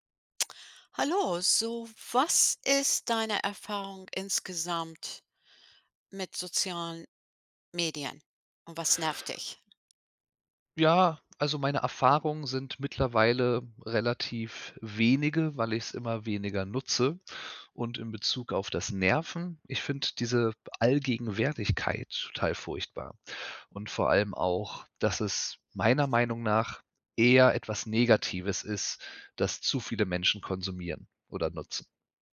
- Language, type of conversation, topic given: German, podcast, Was nervt dich am meisten an sozialen Medien?
- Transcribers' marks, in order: other noise